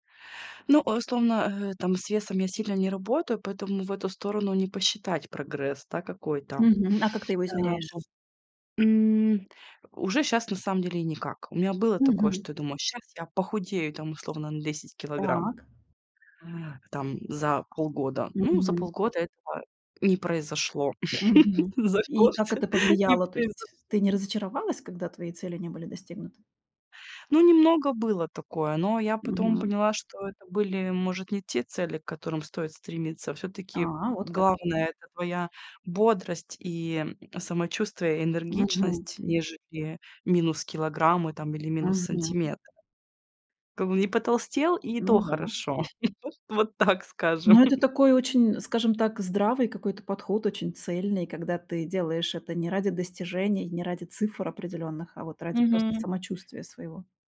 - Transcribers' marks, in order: tapping; laughing while speaking: "за год не произошло"; other background noise
- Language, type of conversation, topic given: Russian, podcast, Как вы мотивируете себя регулярно заниматься спортом?